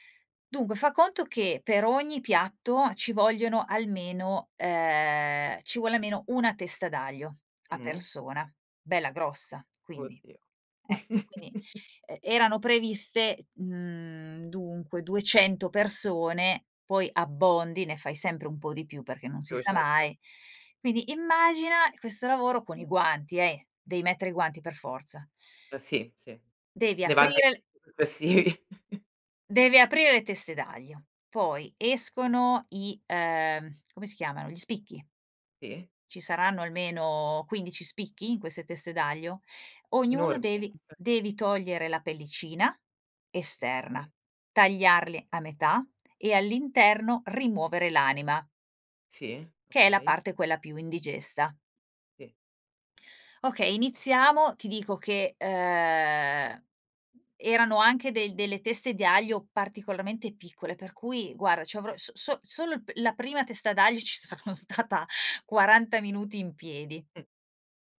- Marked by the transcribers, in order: chuckle; other background noise; unintelligible speech; tapping; chuckle; "Sì" said as "tì"; "Okay" said as "kay"; "Sì" said as "tì"; "guarda" said as "guara"; laughing while speaking: "ci saranno stata"
- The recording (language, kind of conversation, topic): Italian, podcast, Qual è un’esperienza culinaria condivisa che ti ha colpito?